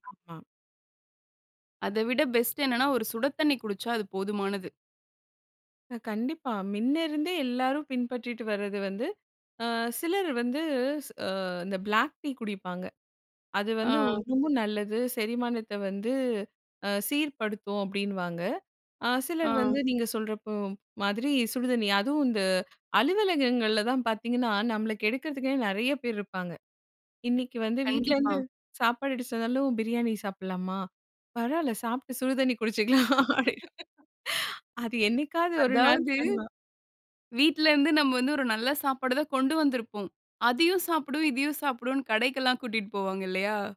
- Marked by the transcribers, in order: "சுடு" said as "சுட"; laughing while speaking: "பரவால்ல. சாப்ட்டு சுடுதண்ணி குடிச்சிக்கலாம். அது என்னைக்காவது ஒரு நாள் பண்லாம்"; laugh; unintelligible speech; laughing while speaking: "வீட்லருந்து நம்ம வந்து ஒரு நல்ல சாப்பாடுதான் கொண்டு வந்திருப்போம்"
- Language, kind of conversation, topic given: Tamil, podcast, உணவுக்கான ஆசையை நீங்கள் எப்படி கட்டுப்படுத்துகிறீர்கள்?